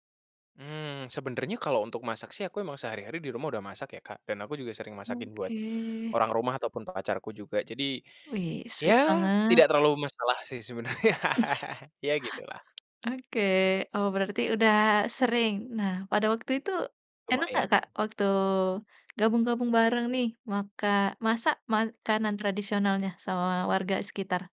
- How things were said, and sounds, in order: tapping; in English: "sweet"; laughing while speaking: "sebenarnya"
- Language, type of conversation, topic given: Indonesian, podcast, Bagaimana pengalamanmu belajar memasak makanan tradisional bersama warga?